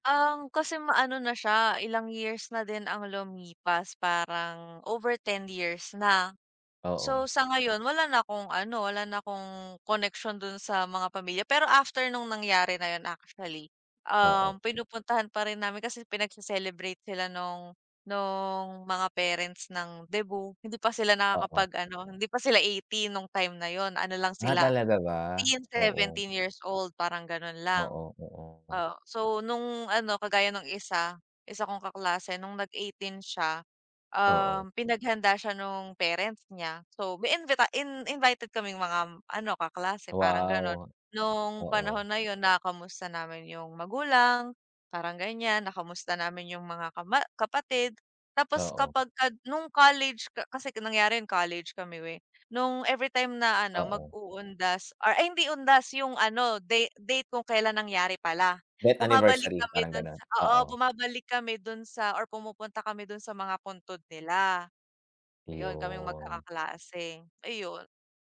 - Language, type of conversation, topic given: Filipino, unstructured, Ano ang pinakamalungkot mong alaala sa isang lugar na gusto mong balikan?
- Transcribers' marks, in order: none